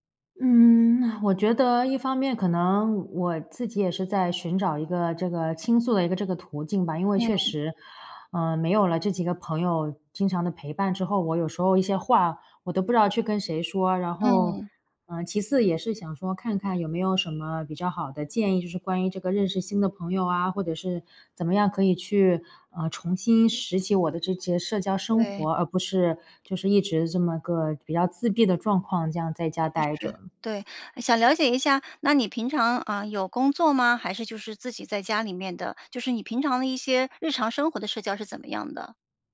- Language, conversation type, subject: Chinese, advice, 朋友圈的变化是如何影响并重塑你的社交生活的？
- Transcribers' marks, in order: "这些" said as "这接"; tapping